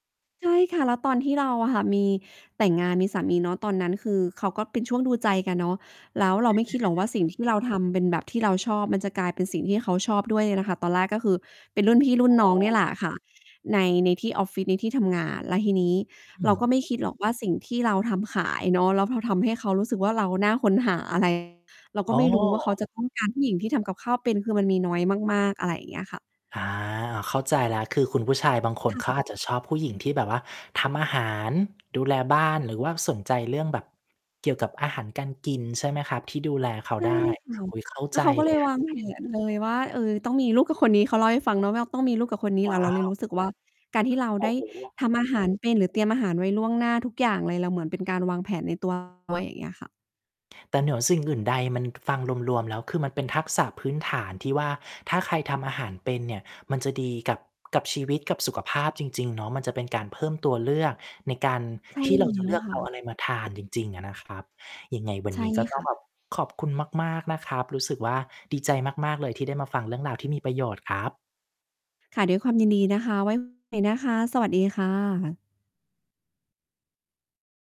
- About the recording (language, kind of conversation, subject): Thai, podcast, คุณมีวิธีเตรียมอาหารล่วงหน้าอย่างไรบ้าง?
- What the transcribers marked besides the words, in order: distorted speech; other background noise; tapping; mechanical hum; static